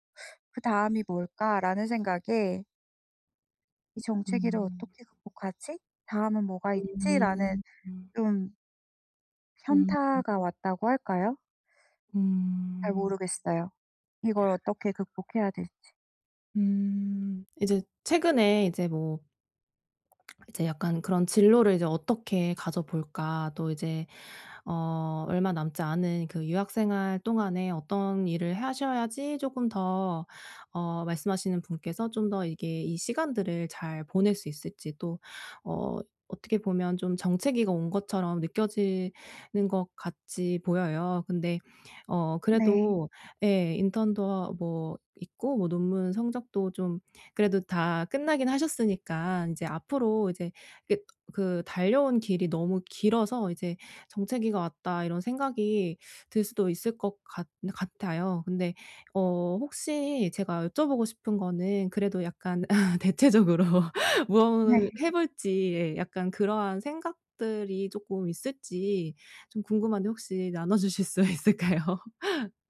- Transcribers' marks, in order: laugh; laughing while speaking: "대체적으로"; laughing while speaking: "나눠 주실 수 있을까요?"
- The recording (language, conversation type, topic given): Korean, advice, 정체기를 어떻게 극복하고 동기를 꾸준히 유지할 수 있을까요?